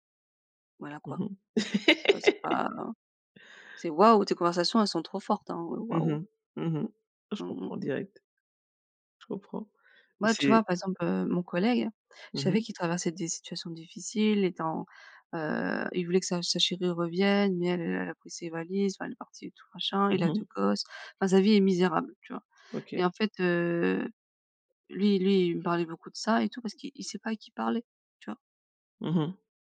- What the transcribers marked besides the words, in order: laugh
- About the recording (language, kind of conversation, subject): French, unstructured, Est-il acceptable de manipuler pour réussir ?